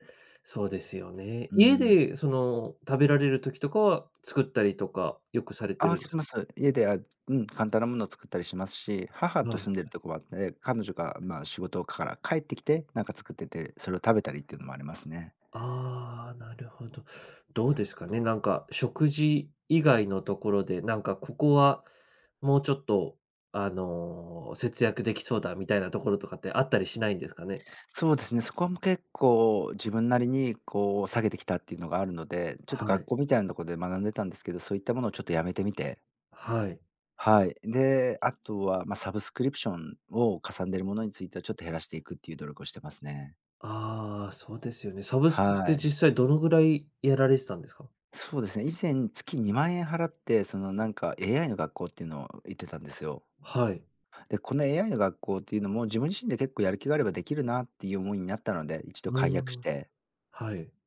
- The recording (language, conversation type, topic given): Japanese, advice, 貯金する習慣や予算を立てる習慣が身につかないのですが、どうすれば続けられますか？
- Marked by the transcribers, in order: none